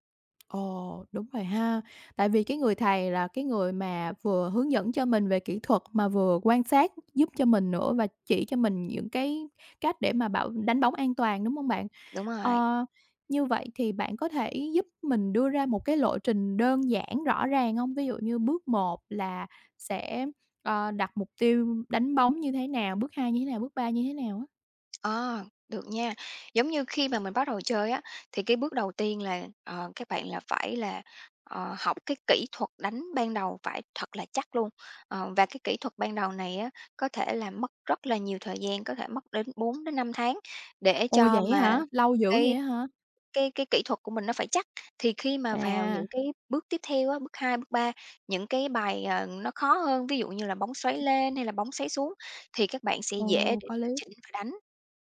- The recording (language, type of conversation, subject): Vietnamese, podcast, Bạn có mẹo nào dành cho người mới bắt đầu không?
- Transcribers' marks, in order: tapping; other background noise; other noise